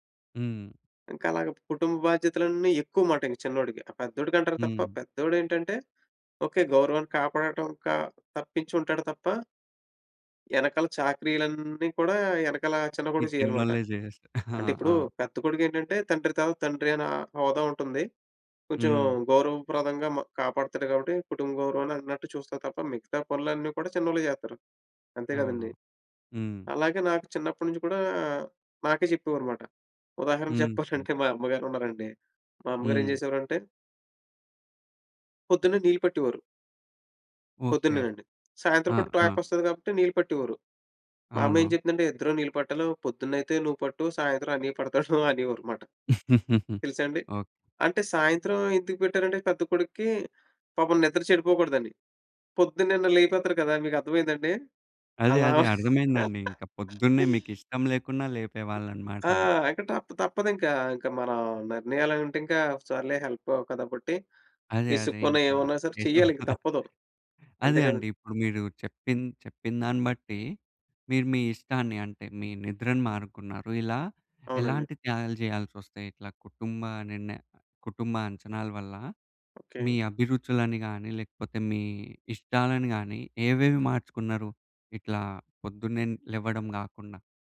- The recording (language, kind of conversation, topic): Telugu, podcast, కుటుంబ నిరీక్షణలు మీ నిర్ణయాలపై ఎలా ప్రభావం చూపించాయి?
- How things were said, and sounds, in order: tapping; cough; giggle; chuckle; giggle; laugh; other background noise; chuckle